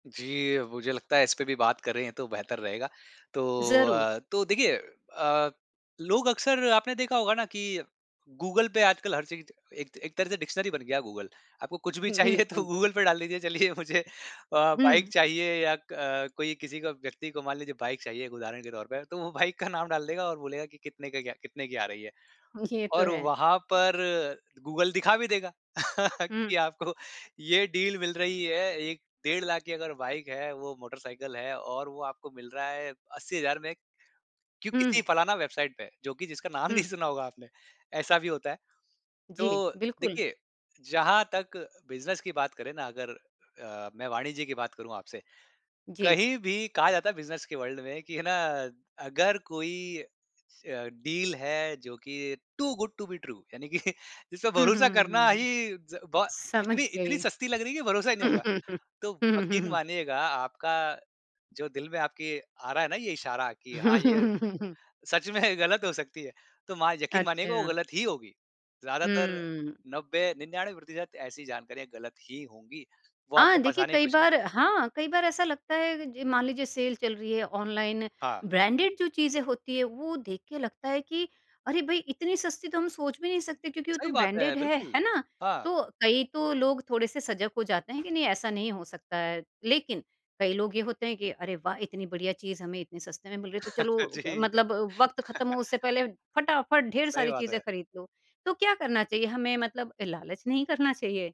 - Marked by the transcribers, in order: in English: "डिक्शनरी"; laughing while speaking: "चाहिए तो"; laughing while speaking: "बिल्कुल"; laughing while speaking: "चलिए मुझे"; in English: "बाइक"; in English: "बाइक"; laughing while speaking: "तो वो बाइक का नाम"; in English: "बाइक"; laugh; laughing while speaking: "आपको"; in English: "डील"; in English: "बाइक"; laughing while speaking: "नाम नहीं"; in English: "वर्ल्ड"; laughing while speaking: "कि है ना"; in English: "डील"; in English: "टू गुड टू बी ट्रू"; laughing while speaking: "कि"; laughing while speaking: "हुँ, हुँ, हुँ"; chuckle; laughing while speaking: "में"; in English: "ब्रांडेड"; in English: "ब्रांडेड"; tapping; laugh; laughing while speaking: "जी"; laugh
- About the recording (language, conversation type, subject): Hindi, podcast, ऑनलाइन धोखाधड़ी से बचने के लिए आप क्या सुझाव देंगे?